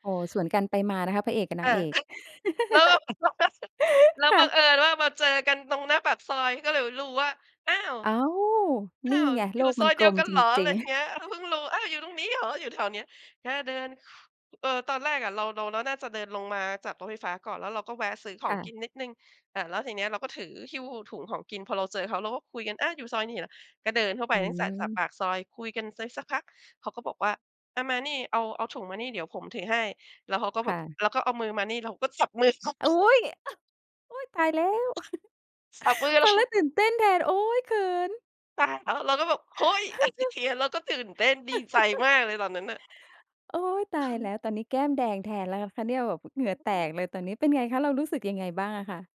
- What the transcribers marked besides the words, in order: other noise; laughing while speaking: "ก็"; chuckle; chuckle; other background noise; chuckle; "จับ" said as "ฝับ"; laughing while speaking: "เลย"; laugh
- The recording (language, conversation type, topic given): Thai, podcast, ประสบการณ์ชีวิตแต่งงานของคุณเป็นอย่างไร เล่าให้ฟังได้ไหม?